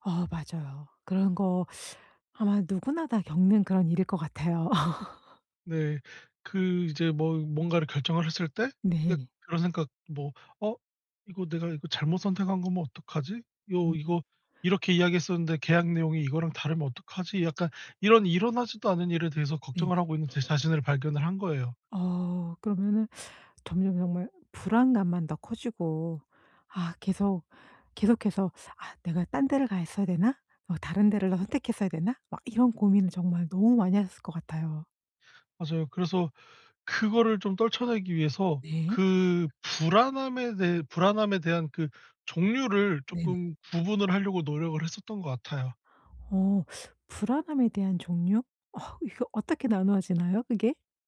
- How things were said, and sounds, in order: laugh; tapping
- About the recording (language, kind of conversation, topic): Korean, podcast, 변화가 두려울 때 어떻게 결심하나요?